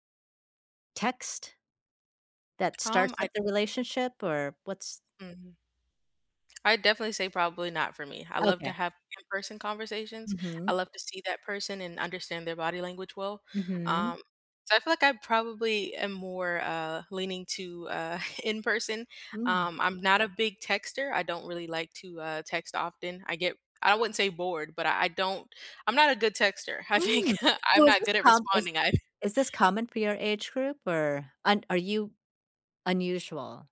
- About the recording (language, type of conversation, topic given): English, unstructured, Why do people stay in unhealthy relationships?
- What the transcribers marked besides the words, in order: chuckle; tapping; laughing while speaking: "I think"